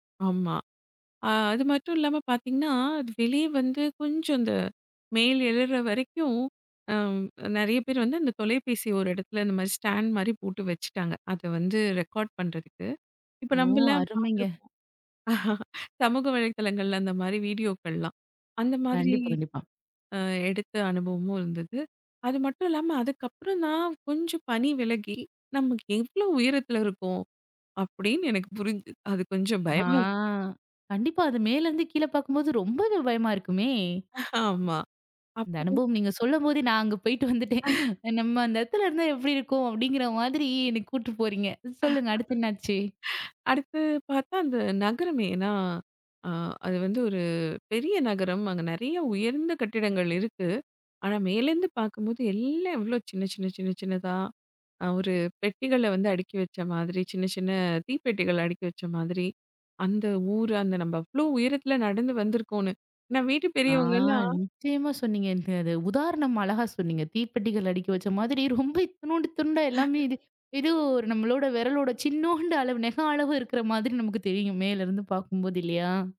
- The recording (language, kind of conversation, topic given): Tamil, podcast, மலையில் இருந்து சூரிய உதயம் பார்க்கும் அனுபவம் எப்படி இருந்தது?
- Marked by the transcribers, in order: chuckle; other background noise; afraid: "அது கொஞ்சம் பயமா இருக்"; other noise; afraid: "அது மேல இருந்து கீழ பாக்கும் போது ரொம்பவே பயமா இருக்குமே?"; laughing while speaking: "நான் அங்க போயிட்டு வந்துட்டேன். நம்ம … என்னக் கூட்டு போறீங்க"; chuckle; laugh; surprised: "அந்த ஊரு அந்த நம்ம அவ்ளோ உயரத்துல நடந்து வந்திருக்கோம்னு"; chuckle